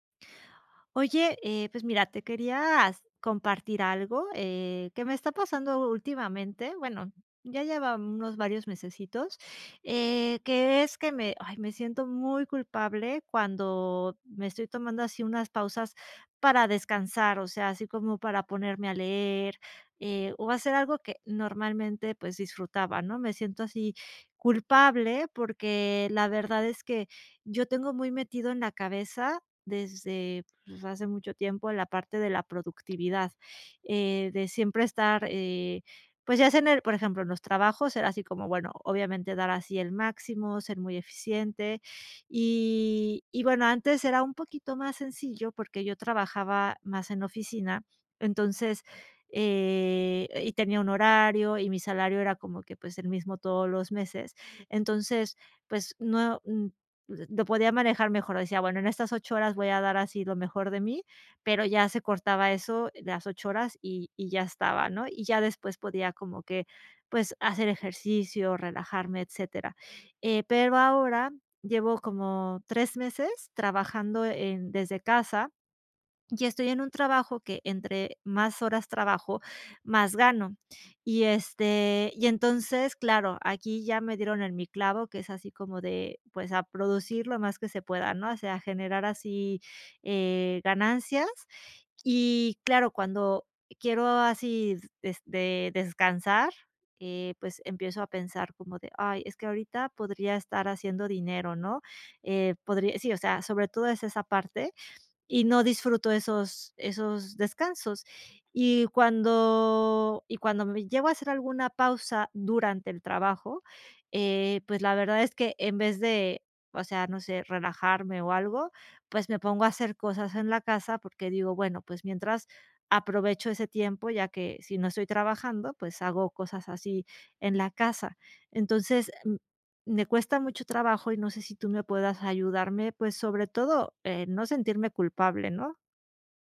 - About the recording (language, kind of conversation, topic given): Spanish, advice, ¿Cómo puedo tomarme pausas de ocio sin sentir culpa ni juzgarme?
- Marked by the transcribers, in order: tapping